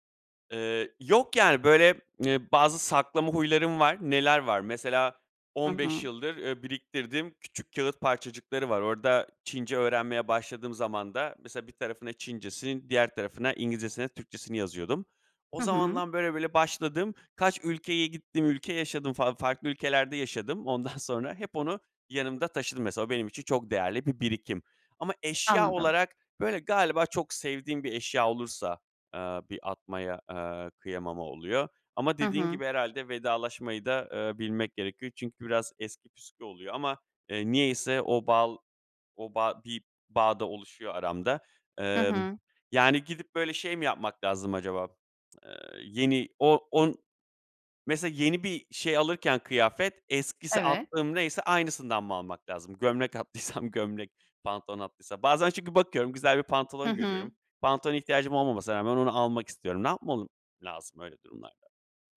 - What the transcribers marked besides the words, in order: laughing while speaking: "Ondan sonra"; laughing while speaking: "attıysam gömlek"
- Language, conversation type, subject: Turkish, advice, Elimdeki eşyaların değerini nasıl daha çok fark edip israfı azaltabilirim?